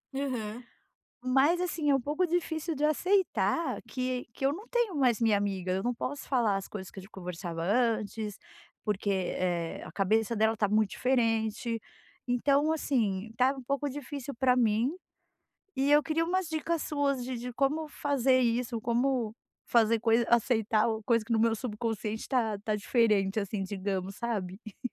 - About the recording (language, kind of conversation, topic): Portuguese, advice, Como posso aceitar quando uma amizade muda e sinto que estamos nos distanciando?
- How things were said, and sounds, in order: tapping; chuckle